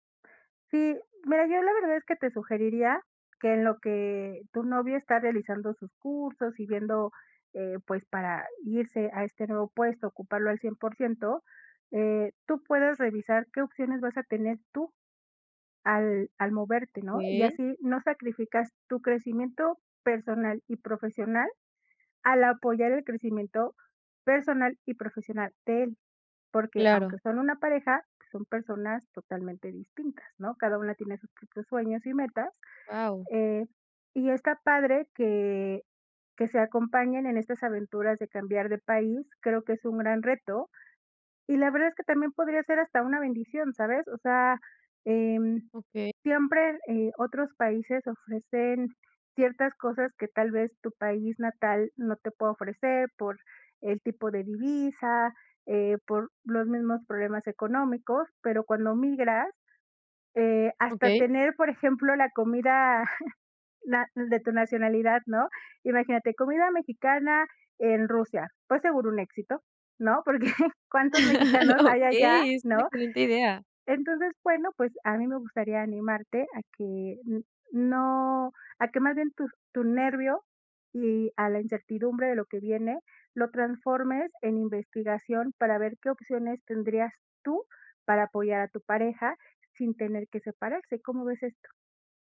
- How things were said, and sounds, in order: chuckle; laughing while speaking: "porque"; laugh; laughing while speaking: "Okey"
- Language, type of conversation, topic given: Spanish, advice, ¿Cómo puedo apoyar a mi pareja durante cambios importantes en su vida?